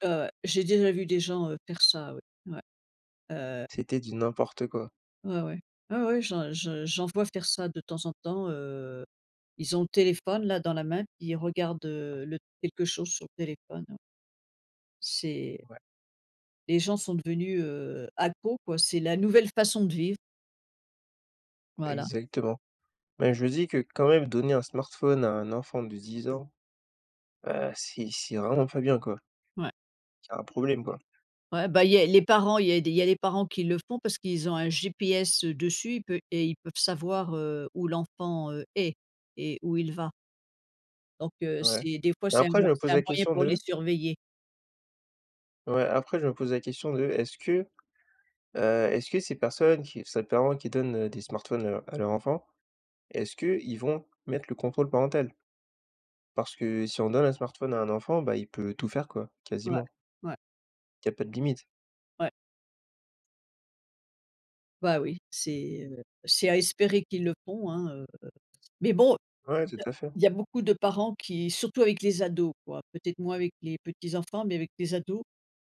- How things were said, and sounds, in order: tapping; other background noise
- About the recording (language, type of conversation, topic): French, unstructured, Qu’est-ce que tu aimais faire quand tu étais plus jeune ?